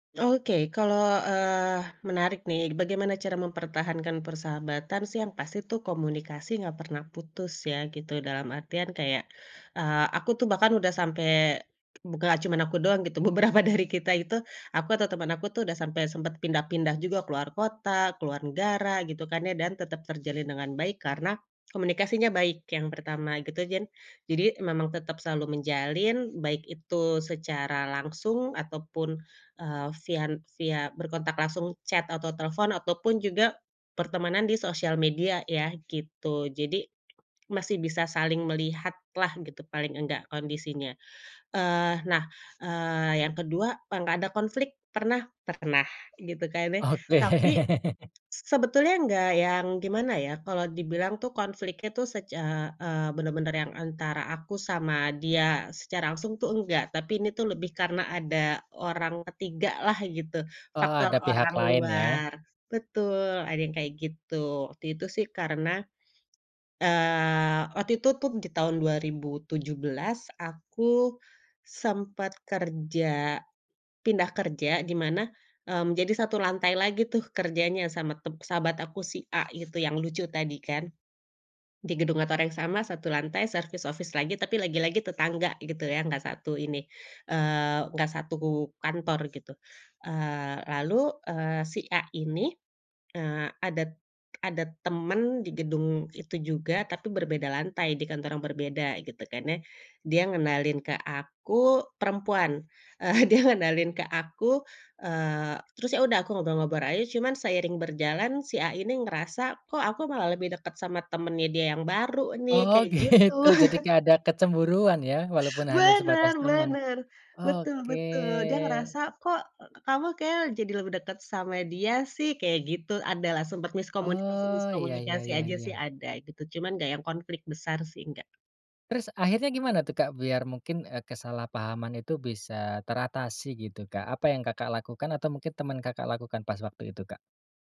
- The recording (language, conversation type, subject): Indonesian, podcast, Pernah ketemu orang asing yang tiba-tiba jadi teman dekatmu?
- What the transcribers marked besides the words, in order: tapping; laughing while speaking: "Beberapa"; in English: "chat"; other background noise; laughing while speaking: "Oke"; chuckle; "secara langsung" said as "secarangsung"; "tuh" said as "tud"; in English: "service office"; "satu" said as "satuku"; laughing while speaking: "eee, dia"; "ngobrol-ngobrol" said as "ngobrol-ngobor"; laughing while speaking: "gitu"; chuckle; drawn out: "Oke"